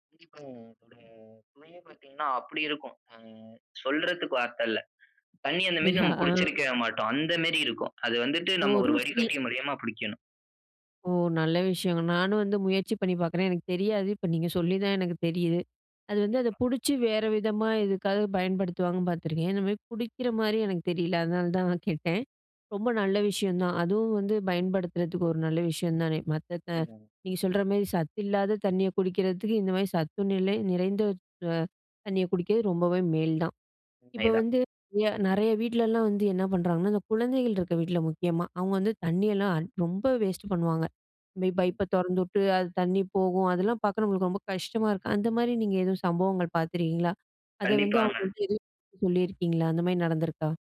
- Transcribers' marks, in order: unintelligible speech; put-on voice: "இப்போ ஆ பார்த்தீங்கன்னா, அப்டி"; laughing while speaking: "அப்டியா!"; in English: "வேஸ்ட்"
- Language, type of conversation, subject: Tamil, podcast, நீர் சேமிப்பதற்கான எளிய வழிகள் என்ன?